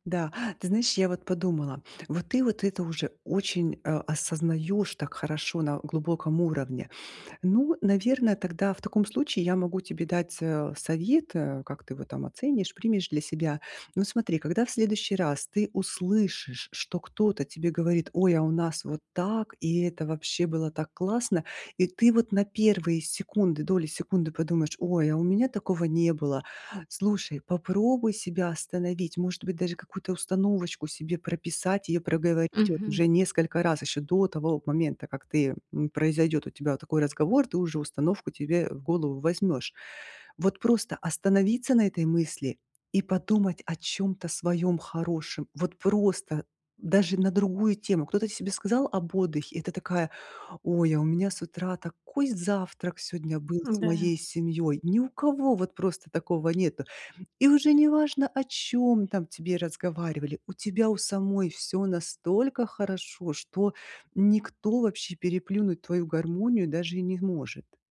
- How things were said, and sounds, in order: tapping
- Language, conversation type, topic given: Russian, advice, Почему я постоянно сравниваю свои вещи с вещами других и чувствую неудовлетворённость?